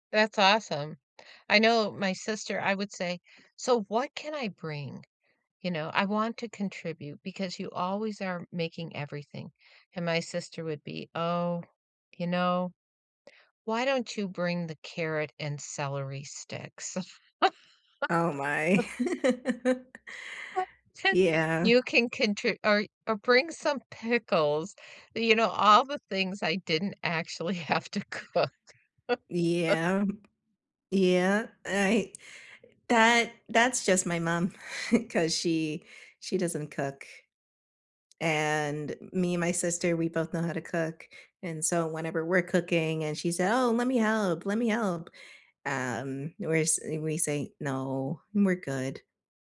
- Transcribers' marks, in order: laugh; chuckle; laughing while speaking: "have to cook"; chuckle; tapping; chuckle
- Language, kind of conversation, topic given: English, unstructured, Which family meals and recipes have stayed with you, and what traditions do you still share?
- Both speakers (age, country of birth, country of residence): 30-34, United States, United States; 65-69, United States, United States